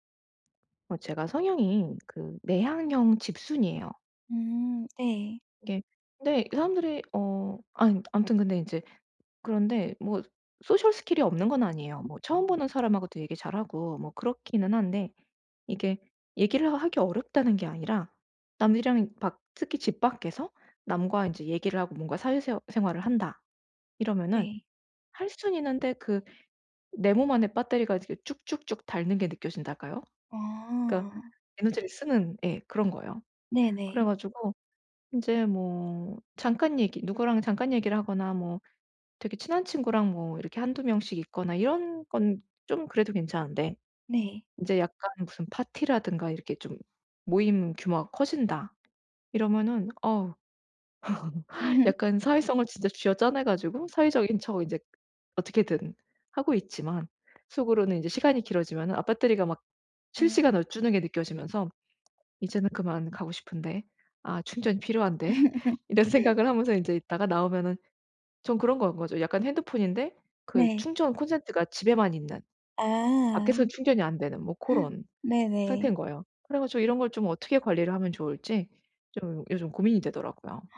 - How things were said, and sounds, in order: other background noise; in English: "소셜 스킬이"; tapping; laugh; laugh; laugh; gasp
- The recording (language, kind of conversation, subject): Korean, advice, 파티나 친구 모임에서 자주 느끼는 사회적 불편함을 어떻게 관리하면 좋을까요?